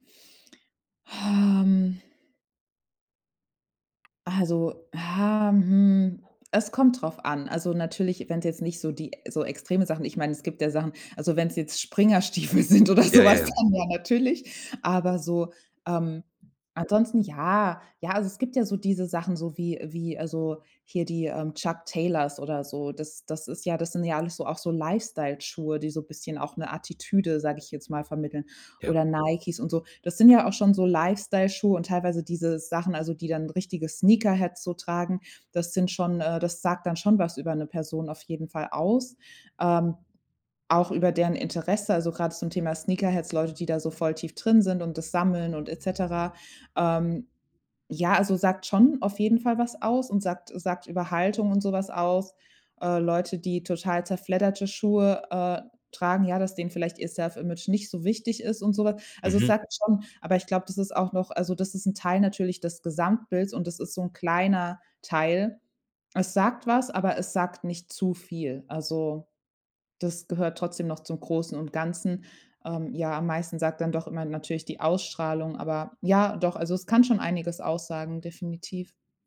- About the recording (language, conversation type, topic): German, podcast, Gibt es ein Kleidungsstück, das dich sofort selbstsicher macht?
- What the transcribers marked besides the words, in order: other background noise; tapping; laughing while speaking: "Springerstiefel sind oder so was"; drawn out: "ja"; in English: "Sneakerheads"; in English: "Sneakerheads"; in English: "self-image"